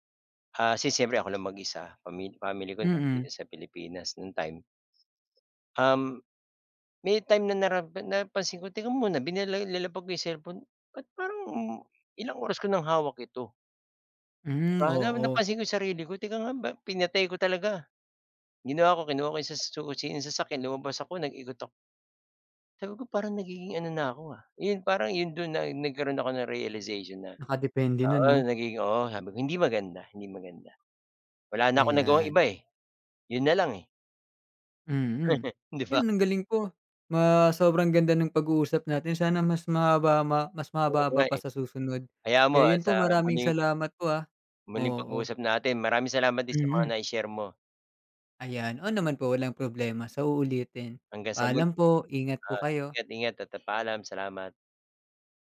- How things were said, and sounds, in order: tapping; chuckle; laughing while speaking: "'Di ba?"; background speech
- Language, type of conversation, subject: Filipino, unstructured, Ano ang palagay mo sa labis na paggamit ng midyang panlipunan bilang libangan?